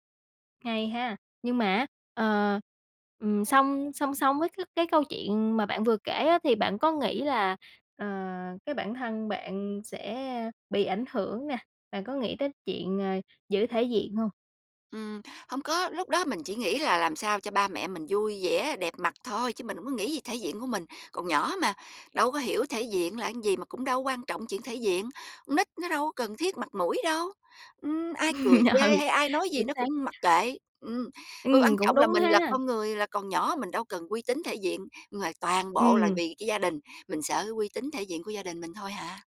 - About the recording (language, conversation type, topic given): Vietnamese, podcast, Bạn có cảm thấy mình phải giữ thể diện cho gia đình không?
- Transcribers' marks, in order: tapping; "cái" said as "ý"; laugh; laughing while speaking: "Ừ"